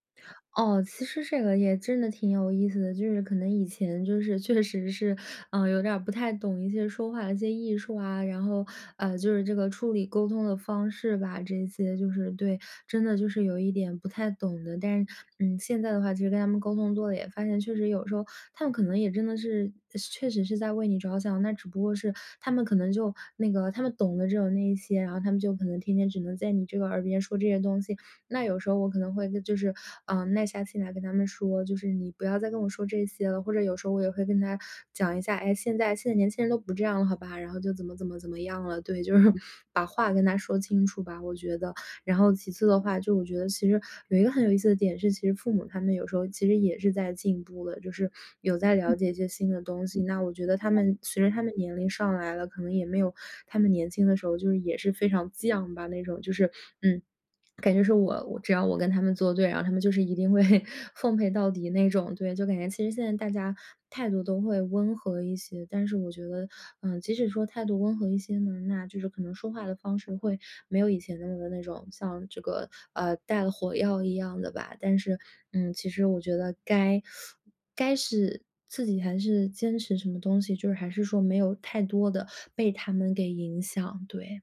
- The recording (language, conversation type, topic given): Chinese, podcast, 你平时如何在回应别人的期待和坚持自己的愿望之间找到平衡？
- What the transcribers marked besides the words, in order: laughing while speaking: "就是"; other background noise; laughing while speaking: "一定会"; teeth sucking